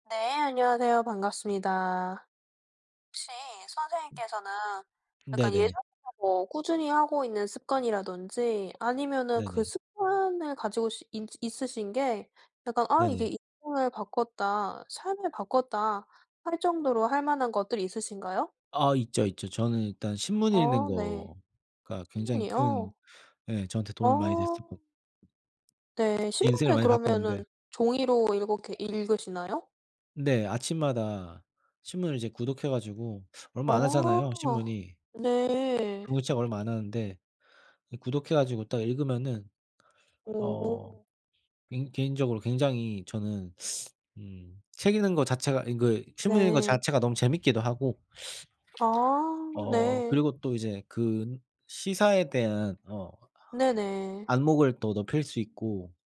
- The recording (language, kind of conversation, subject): Korean, unstructured, 어떤 습관이 당신의 삶을 바꿨나요?
- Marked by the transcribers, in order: other background noise; tapping